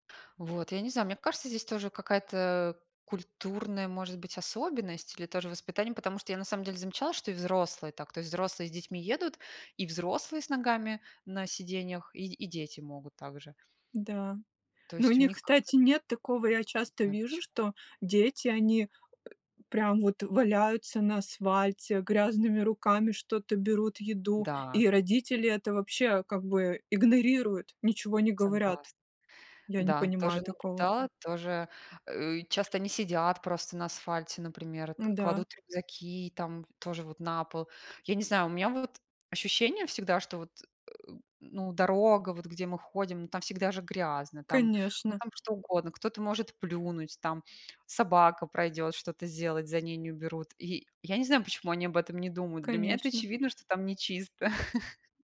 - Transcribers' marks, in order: laugh
- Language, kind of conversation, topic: Russian, unstructured, Почему люди не убирают за собой в общественных местах?